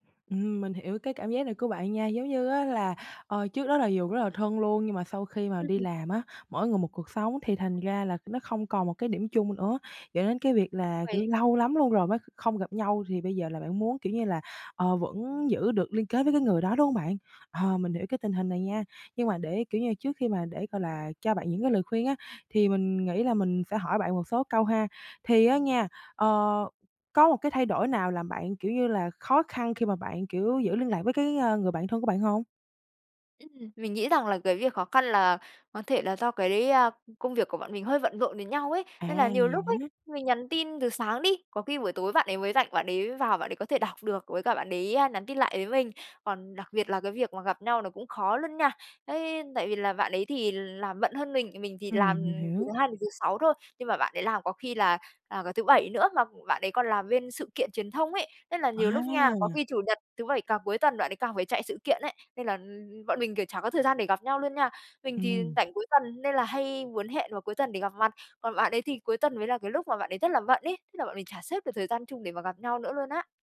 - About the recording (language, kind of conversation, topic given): Vietnamese, advice, Làm thế nào để giữ liên lạc với người thân khi có thay đổi?
- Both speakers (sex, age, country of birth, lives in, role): female, 18-19, Vietnam, Vietnam, advisor; female, 25-29, Vietnam, Vietnam, user
- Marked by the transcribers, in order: none